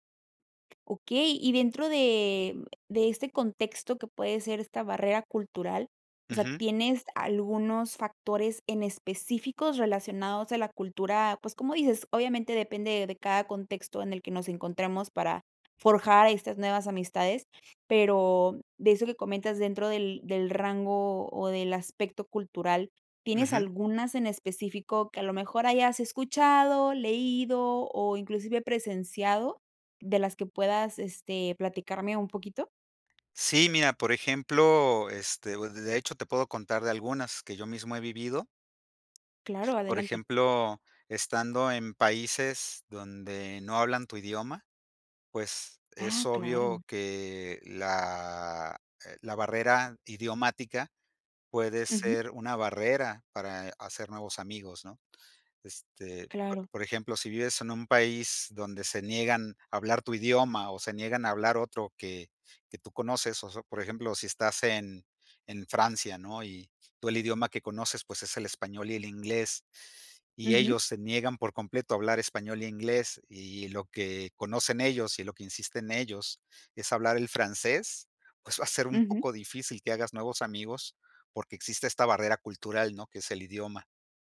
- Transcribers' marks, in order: tapping; other background noise
- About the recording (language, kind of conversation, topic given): Spanish, podcast, ¿Qué barreras impiden que hagamos nuevas amistades?